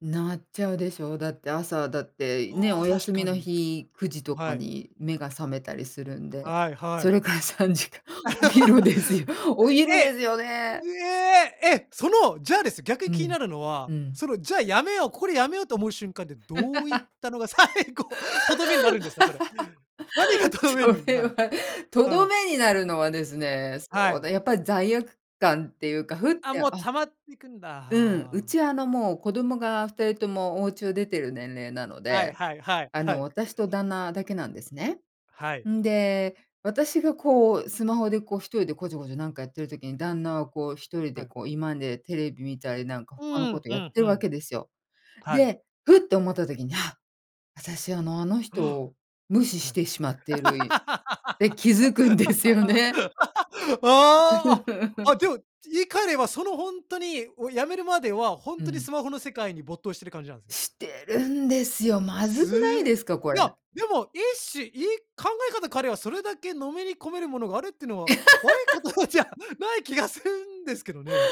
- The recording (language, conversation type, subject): Japanese, podcast, スマホと上手に付き合うために、普段どんな工夫をしていますか？
- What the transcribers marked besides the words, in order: laughing while speaking: "それから さんじかん お昼ですよ。お昼ですよね"; laugh; surprised: "え！"; laugh; laughing while speaking: "最後"; laughing while speaking: "何がとどめに"; laugh; laughing while speaking: "気づくんですよね"; chuckle; laugh; laughing while speaking: "悪いことじゃない気がするんですけどね"